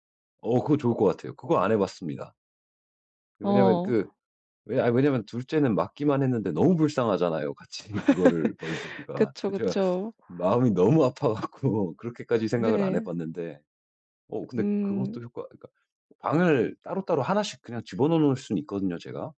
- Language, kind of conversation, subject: Korean, advice, 집에서 제대로 쉬고 즐기지 못할 때 어떻게 하면 좋을까요?
- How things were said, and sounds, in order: laugh; tapping; laughing while speaking: "아파 갖고"; other background noise